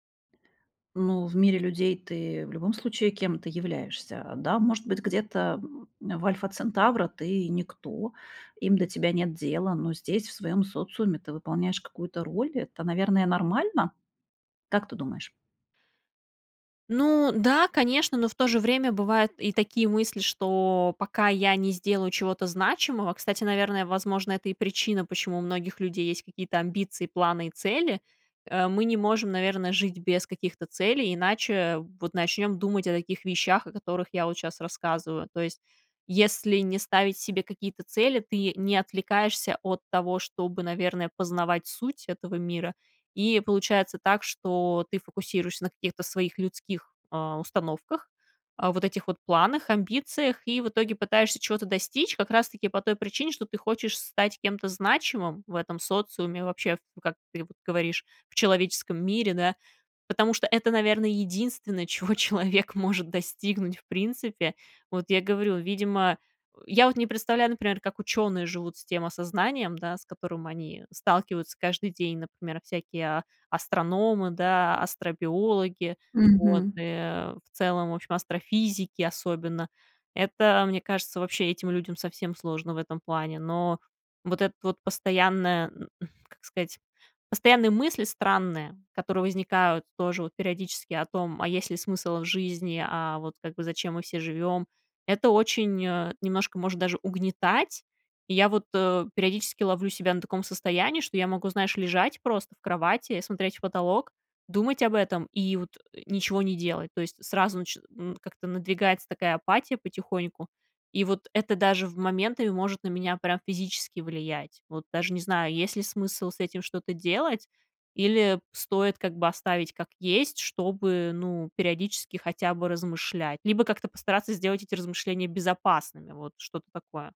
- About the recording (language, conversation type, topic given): Russian, advice, Как вы переживаете кризис середины жизни и сомнения в смысле жизни?
- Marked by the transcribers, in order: laughing while speaking: "человек"